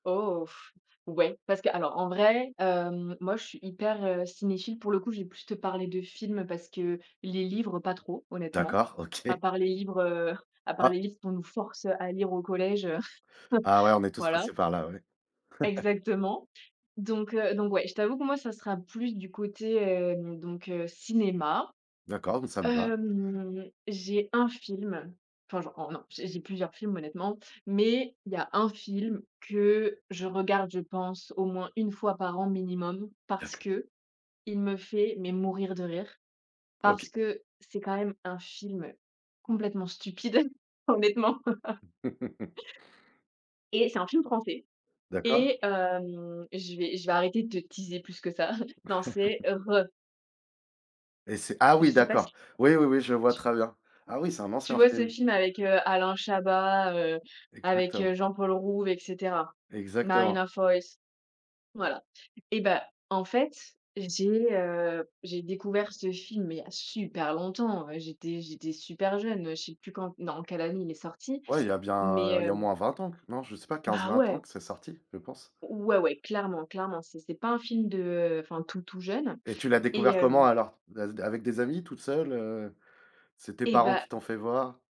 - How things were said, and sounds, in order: laughing while speaking: "OK"; stressed: "force"; chuckle; chuckle; chuckle
- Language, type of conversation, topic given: French, podcast, Quel livre ou quel film t’accompagne encore au fil des années ?